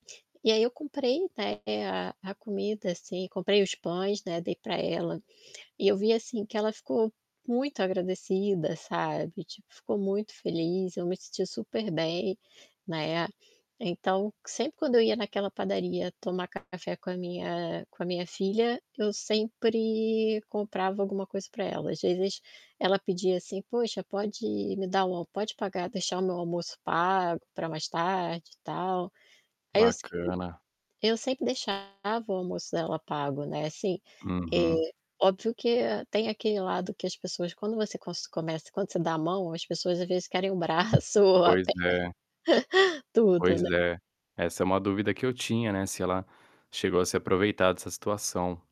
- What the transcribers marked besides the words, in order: distorted speech; laughing while speaking: "às vezes querem"; chuckle
- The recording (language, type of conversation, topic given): Portuguese, podcast, Você pode contar sobre um pequeno gesto que teve um grande impacto?